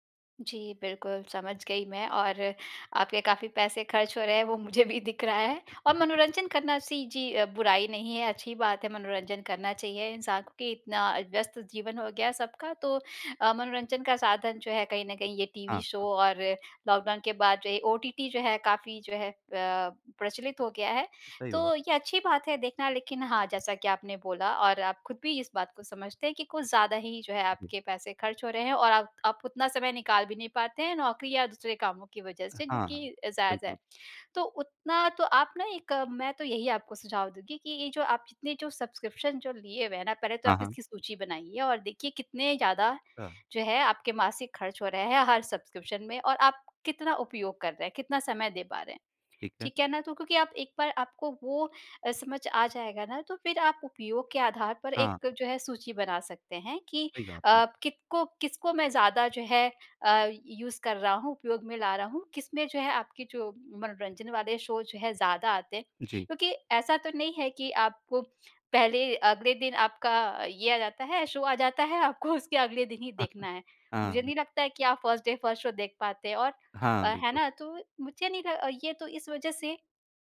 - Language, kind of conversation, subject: Hindi, advice, कई सब्सक्रिप्शन में फँसे रहना और कौन-कौन से काटें न समझ पाना
- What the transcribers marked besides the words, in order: laughing while speaking: "मुझे भी"; tapping; in English: "शो"; in English: "सब्सक्रिप्शन"; in English: "सब्सक्रिप्शन"; in English: "यूज़"; in English: "शो"; in English: "शो"; laughing while speaking: "आपको"; other noise; in English: "फर्स्ट डे फर्स्ट शो"